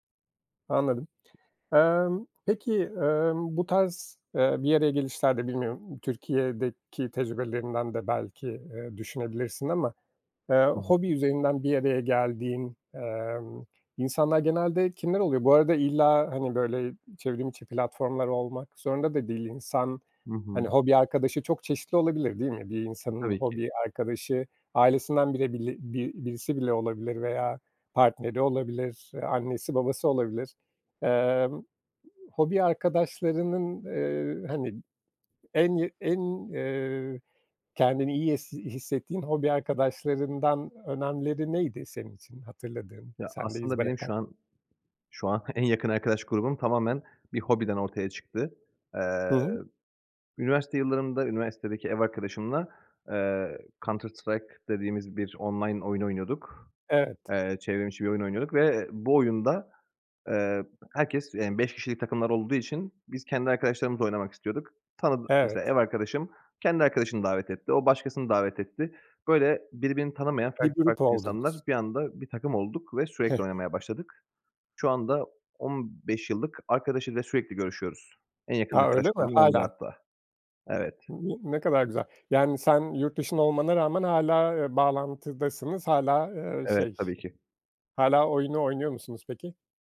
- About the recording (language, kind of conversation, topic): Turkish, podcast, Hobi partneri ya da bir grup bulmanın yolları nelerdir?
- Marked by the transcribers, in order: other background noise; other noise